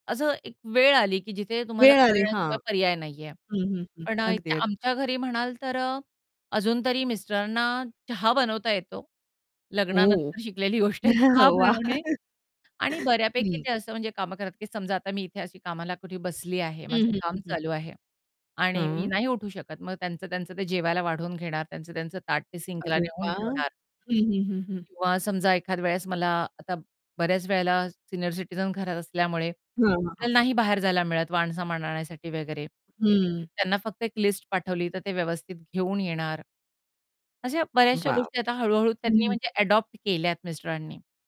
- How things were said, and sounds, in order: static; laughing while speaking: "गोष्ट आहे चहा बनवणे"; laugh; laughing while speaking: "वाह!"; chuckle; distorted speech; in English: "सिंकला"; in English: "सीनियर सिटीझन"; tapping
- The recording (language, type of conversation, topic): Marathi, podcast, तुम्ही घरकामांमध्ये कुटुंबाला कसे सामील करता?